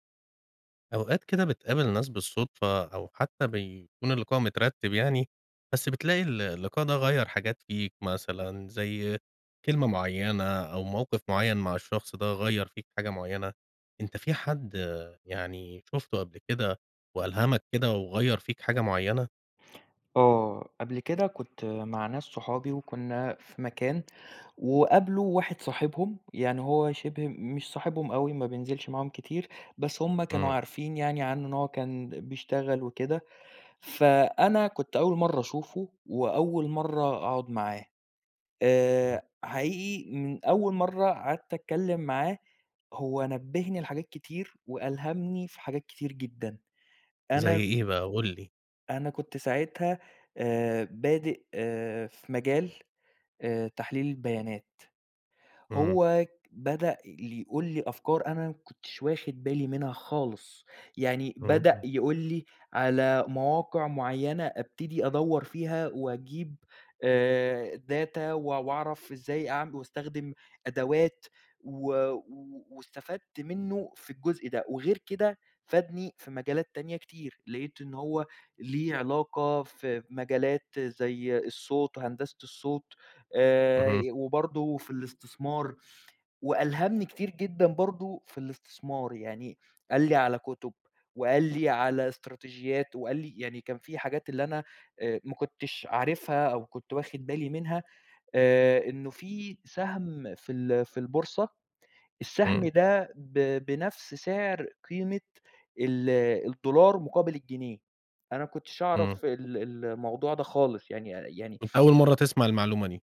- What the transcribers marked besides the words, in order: tapping; in English: "data"
- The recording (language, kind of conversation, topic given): Arabic, podcast, احكيلي عن مرة قابلت فيها حد ألهمك؟